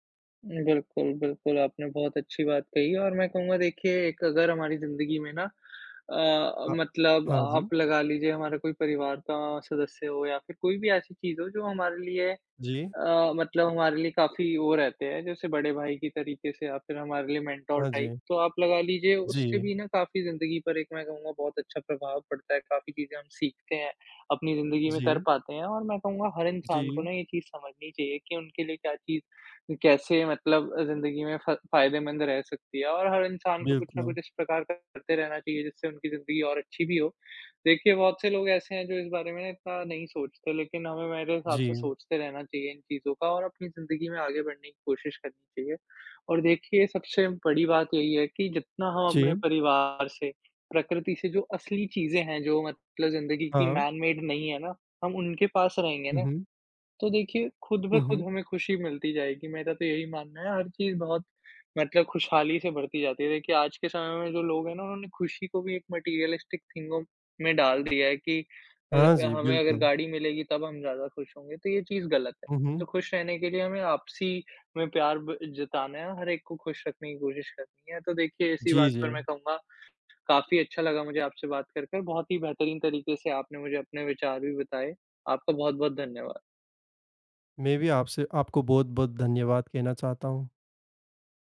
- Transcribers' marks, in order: in English: "मेन्टर टाइप"; in English: "मैन मेड"; in English: "मैटेरियलिस्टिक"; other background noise
- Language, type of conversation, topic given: Hindi, unstructured, खुशी पाने के लिए आप क्या करते हैं?